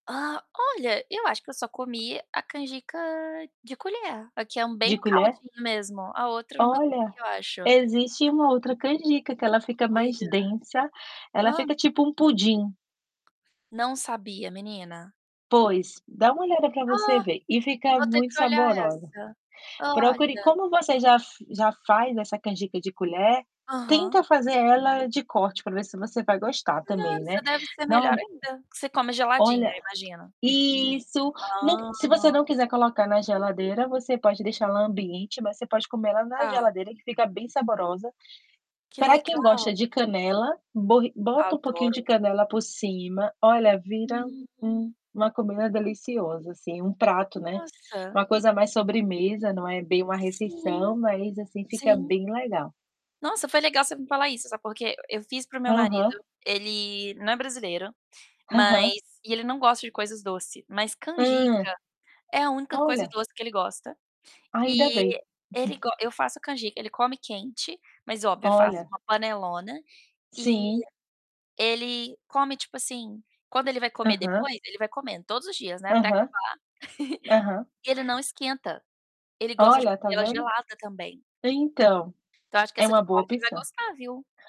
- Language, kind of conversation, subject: Portuguese, unstructured, Qual prato simples você acha que todo mundo deveria saber preparar?
- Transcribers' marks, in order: tapping; distorted speech; other background noise; drawn out: "Hã!"; chuckle; chuckle